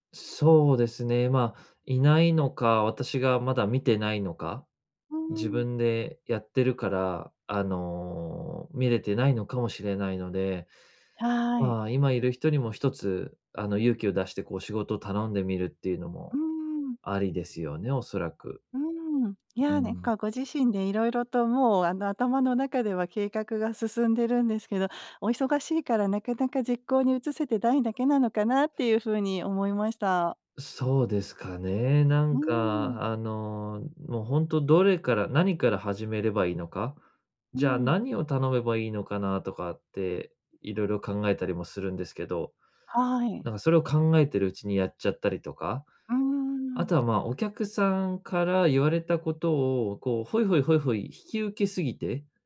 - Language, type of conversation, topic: Japanese, advice, 仕事量が多すぎるとき、どうやって適切な境界線を設定すればよいですか？
- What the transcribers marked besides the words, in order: none